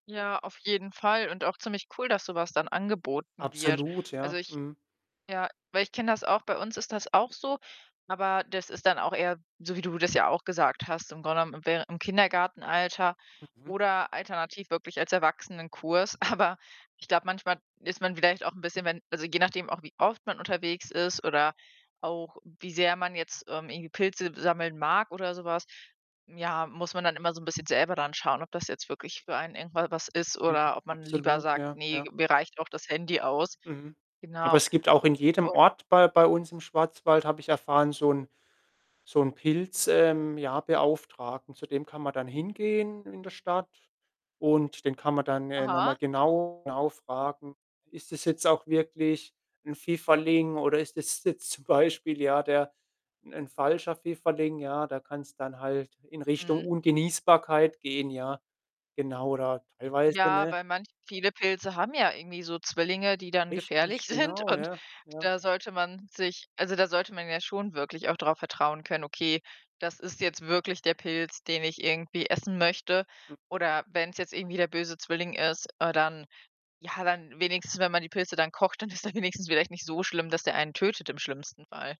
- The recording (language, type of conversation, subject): German, podcast, Welche Dinge brauchst du wirklich für einen Naturausflug?
- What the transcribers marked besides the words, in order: tapping; distorted speech; laughing while speaking: "Aber"; static; laughing while speaking: "das jetzt zum Beispiel"; laughing while speaking: "sind und"; laughing while speaking: "dann ist er wenigstens"